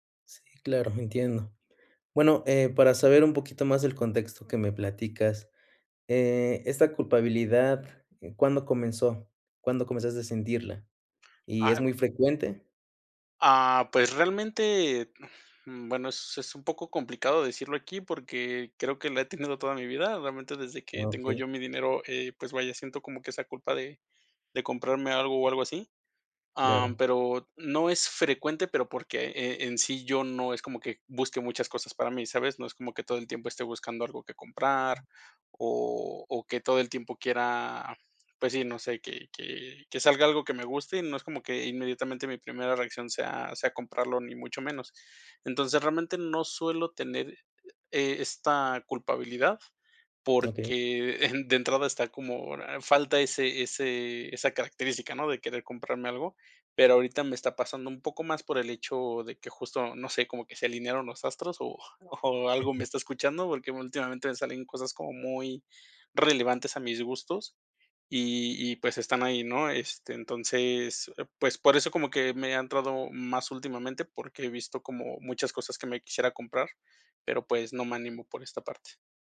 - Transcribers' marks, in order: other background noise; laughing while speaking: "de"; chuckle
- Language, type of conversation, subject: Spanish, advice, ¿Por qué me siento culpable o ansioso al gastar en mí mismo?